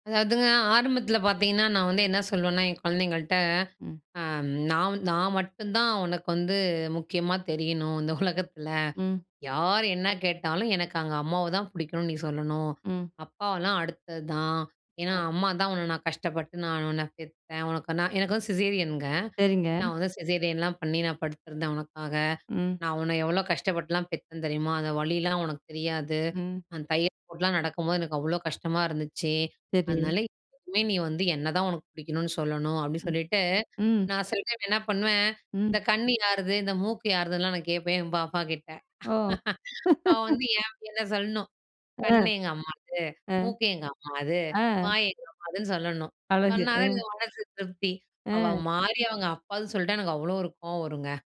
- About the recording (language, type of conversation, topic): Tamil, podcast, வீட்டிலும் குழந்தை வளர்ப்பிலும் தாயும் தந்தையும் சமமாகப் பொறுப்புகளைப் பகிர்ந்து கொள்ள வேண்டுமா, ஏன்?
- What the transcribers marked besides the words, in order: chuckle; other noise; tapping; other background noise; laugh; laughing while speaking: "அவ வந்து யேன் என்ன சொல்லணும் … எனக்கு மனசு திருப்தி"